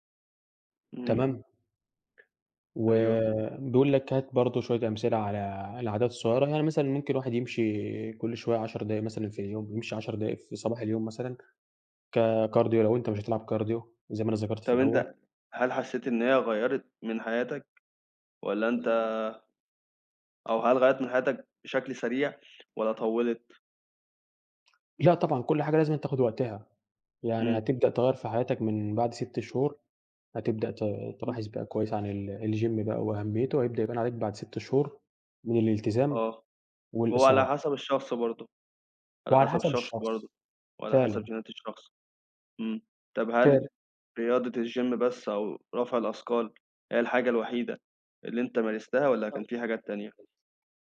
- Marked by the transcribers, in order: in English: "ككارديو"; in English: "كارديو"; other background noise; in English: "الgym"; in English: "الgym"
- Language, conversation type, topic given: Arabic, unstructured, إيه هي العادة الصغيرة اللي غيّرت حياتك؟